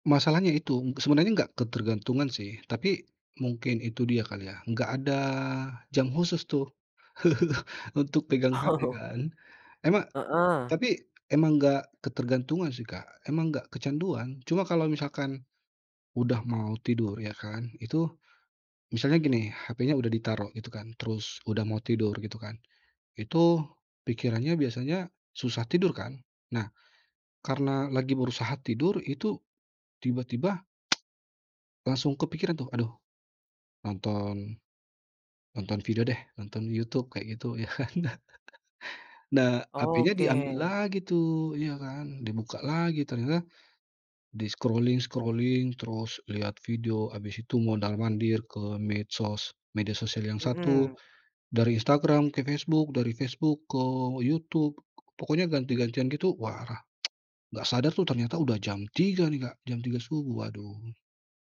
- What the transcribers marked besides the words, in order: chuckle; laughing while speaking: "Oh"; tsk; laughing while speaking: "ya kan"; chuckle; in English: "di-scrolling-scrolling"; tsk
- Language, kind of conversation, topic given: Indonesian, podcast, Gimana kamu mengatur penggunaan layar dan gawai sebelum tidur?